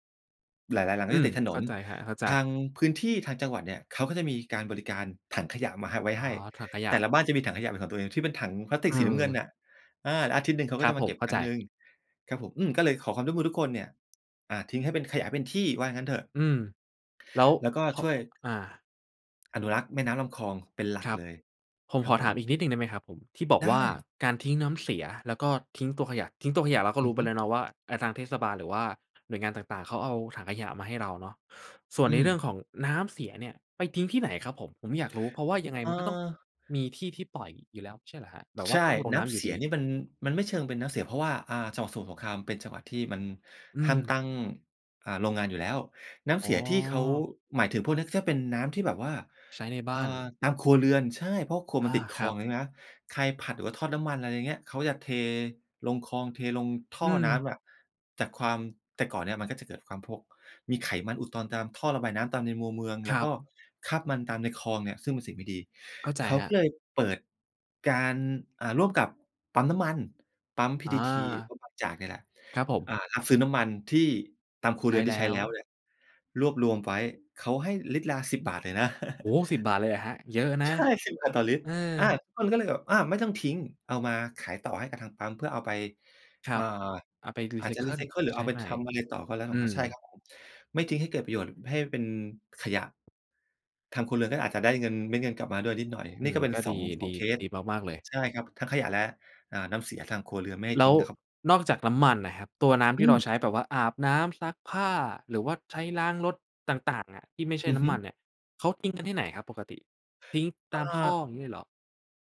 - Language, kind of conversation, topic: Thai, podcast, ถ้าพูดถึงการอนุรักษ์ทะเล เราควรเริ่มจากอะไร?
- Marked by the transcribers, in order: "นอุดตัน" said as "อุดตอน"; other background noise; "ตัวเมือง" said as "มัวเมือง"; chuckle; laughing while speaking: "ใช่ สิบ"